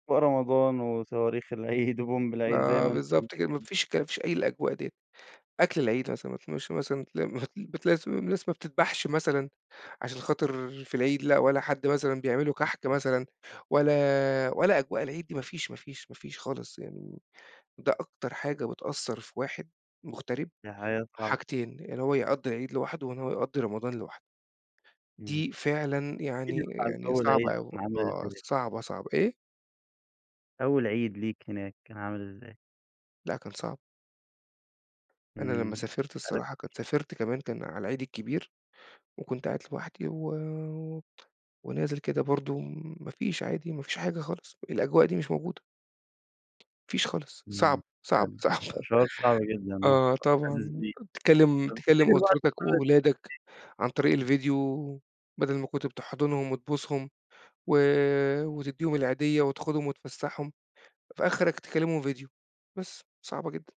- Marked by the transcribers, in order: unintelligible speech; other background noise; unintelligible speech; unintelligible speech; unintelligible speech; unintelligible speech; tapping; laugh; unintelligible speech
- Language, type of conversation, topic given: Arabic, podcast, إزاي الهجرة بتغيّر هويتك؟